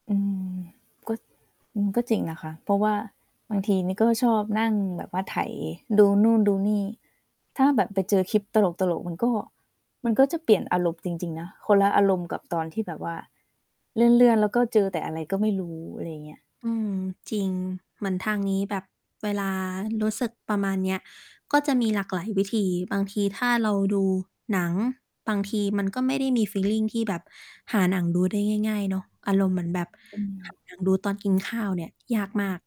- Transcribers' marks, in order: static; distorted speech
- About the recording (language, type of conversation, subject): Thai, unstructured, คุณเคยมีช่วงเวลาที่รู้สึกโดดเดี่ยวไหม?